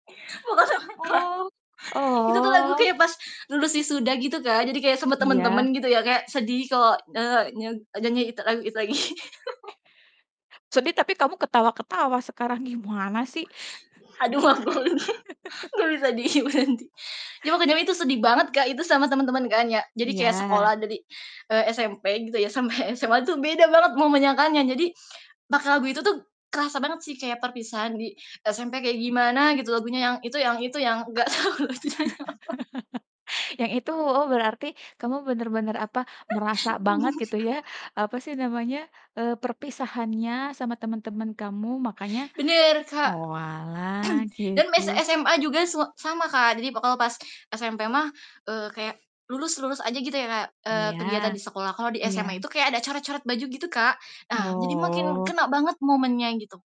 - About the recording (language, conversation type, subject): Indonesian, podcast, Apakah kamu punya kenangan khusus yang melekat pada sebuah lagu?
- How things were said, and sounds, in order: laugh; other background noise; laughing while speaking: "lagi"; laugh; laughing while speaking: "Aduh aku lagi gak bisa diam nanti"; chuckle; laughing while speaking: "sampai"; laugh; laughing while speaking: "gak tahu gunanya apa"; laugh; laugh; tapping; throat clearing